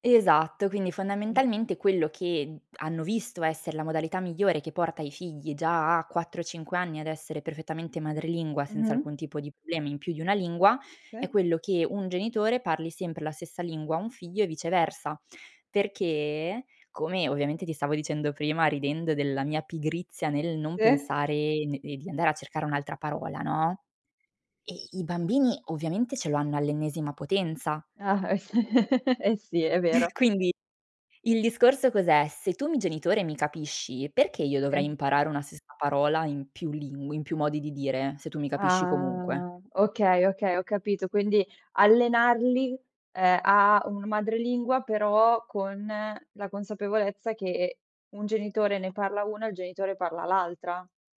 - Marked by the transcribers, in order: laughing while speaking: "s"; chuckle
- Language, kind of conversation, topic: Italian, podcast, Ti va di parlare del dialetto o della lingua che parli a casa?